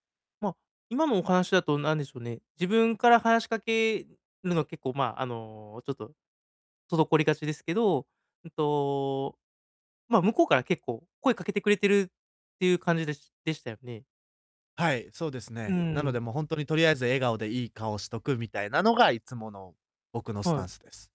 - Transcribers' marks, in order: in English: "スタンス"; static
- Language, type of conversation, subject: Japanese, advice, 友人のパーティーにいると居心地が悪いのですが、どうすればいいですか？